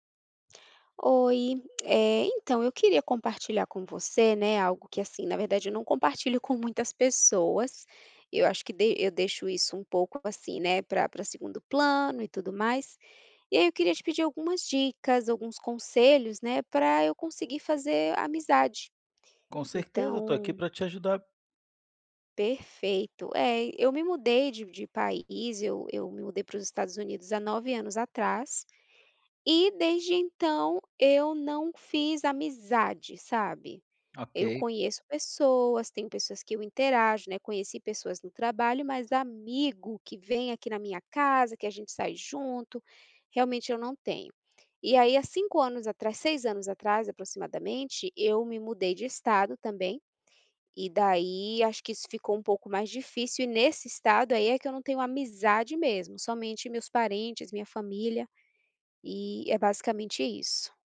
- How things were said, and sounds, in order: tapping; other background noise
- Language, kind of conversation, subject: Portuguese, advice, Como posso fazer amigos depois de me mudar para cá?